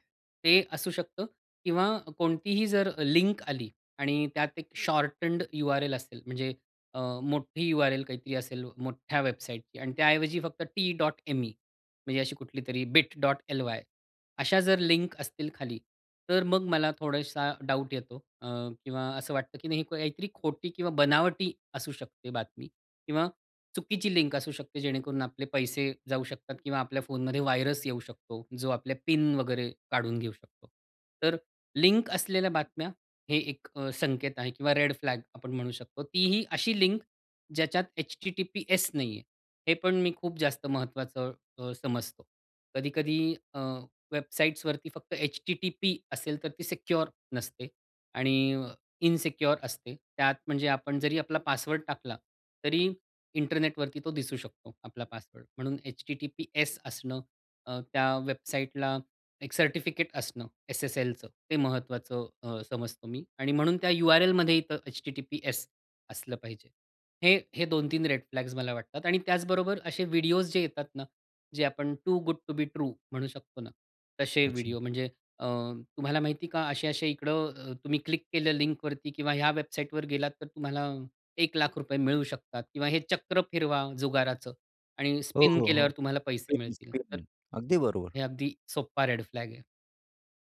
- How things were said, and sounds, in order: tapping; in English: "व्हायरस"; in English: "सिक्युअर"; in English: "इनसिक्युअर"; in English: "टू गुड टू बि ट्रू"; other background noise
- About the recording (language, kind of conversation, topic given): Marathi, podcast, ऑनलाइन खोटी माहिती तुम्ही कशी ओळखता?